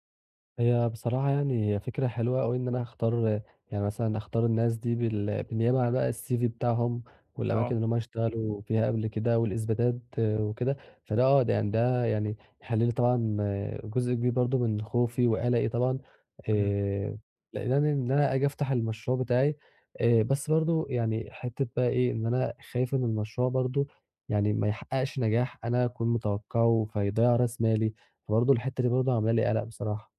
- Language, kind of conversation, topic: Arabic, advice, إزاي أتعامل مع القلق لما أبقى خايف من مستقبل مش واضح؟
- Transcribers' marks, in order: in English: "الCV"